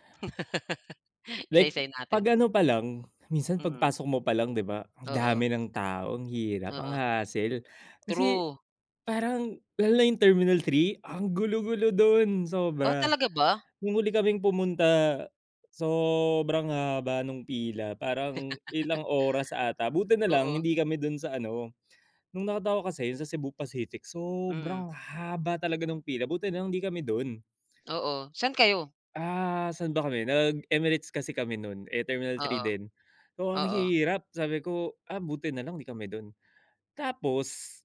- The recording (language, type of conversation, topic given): Filipino, unstructured, Ano ang mga bagay na palaging nakakainis sa paliparan?
- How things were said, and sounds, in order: laugh; other background noise; drawn out: "sobrang"; laugh; drawn out: "sobrang"